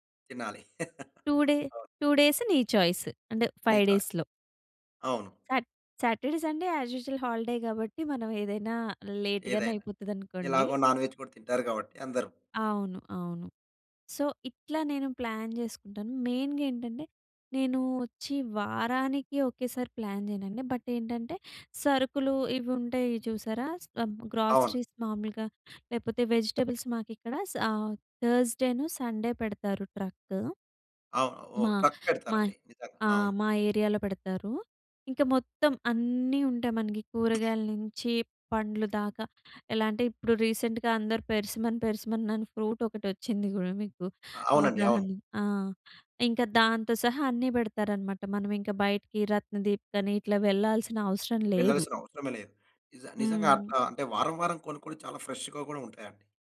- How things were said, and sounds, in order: chuckle; in English: "టూ డే టూ డేస్"; in English: "చాయిస్"; in English: "ఫైవ్ డేస్‌లో"; in English: "సా సాటర్డే సండే యాస్ యూజువల్ హాలిడే"; in English: "లేట్‌గానే"; in English: "నాన్‌వేజ్"; in English: "సో"; in English: "ప్లాన్"; in English: "మెయిన్‌గా"; in English: "ప్లాన్"; in English: "బట్"; in English: "గ్రోసరీస్"; in English: "వెజిటబుల్స్"; in English: "థర్స్‌డే, సండే"; in English: "ట్రక్"; in English: "ట్రక్"; in English: "ఏరియాలో"; other background noise; in English: "రీసెంట్‍గా"; in English: "పెర్సిమన్ పెర్సిమన్ ఫ్రూట్"; in English: "ఫ్రెష్‌గా"
- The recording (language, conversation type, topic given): Telugu, podcast, నీ చేయాల్సిన పనుల జాబితాను నీవు ఎలా నిర్వహిస్తావు?